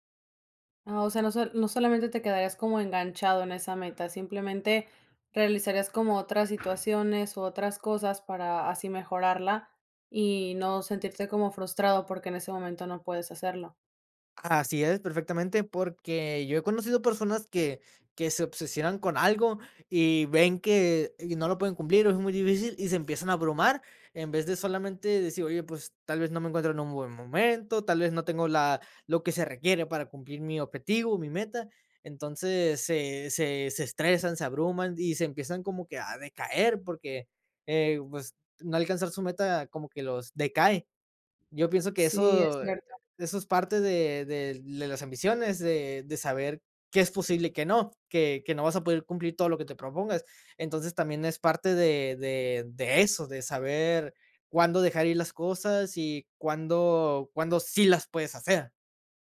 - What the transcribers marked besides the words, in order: other background noise
- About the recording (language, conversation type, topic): Spanish, podcast, ¿Qué hábitos diarios alimentan tu ambición?